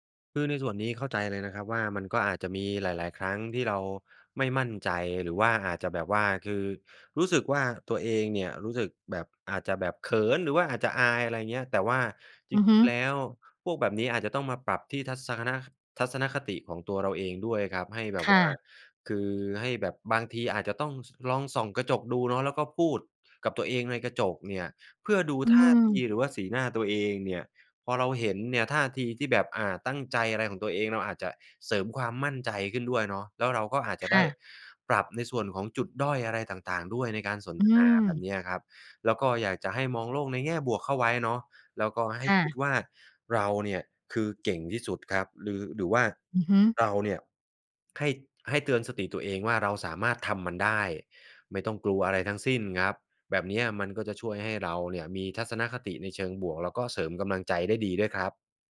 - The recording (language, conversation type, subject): Thai, advice, ฉันควรรับมือกับการคิดลบซ้ำ ๆ ที่ทำลายความมั่นใจในตัวเองอย่างไร?
- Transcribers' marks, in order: none